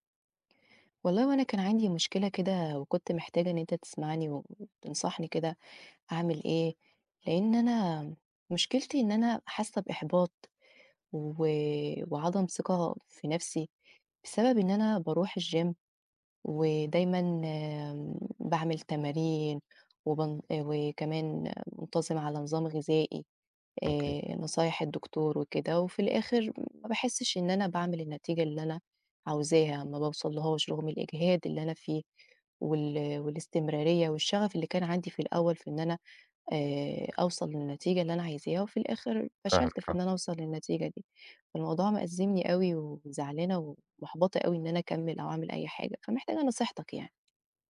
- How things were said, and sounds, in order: in English: "الچيم"; tapping
- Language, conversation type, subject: Arabic, advice, إزاي أتعامل مع إحباطي من قلة نتائج التمرين رغم المجهود؟